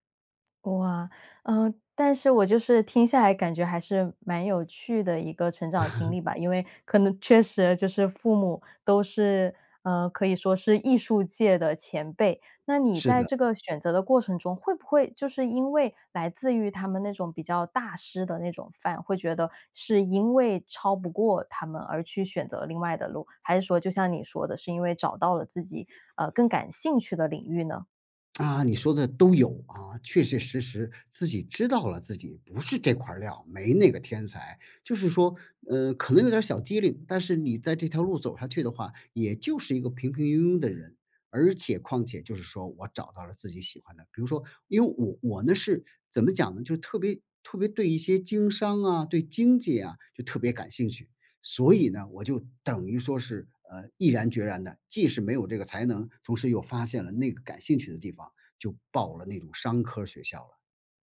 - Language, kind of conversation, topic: Chinese, podcast, 父母的期待在你成长中起了什么作用？
- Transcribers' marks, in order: chuckle; tsk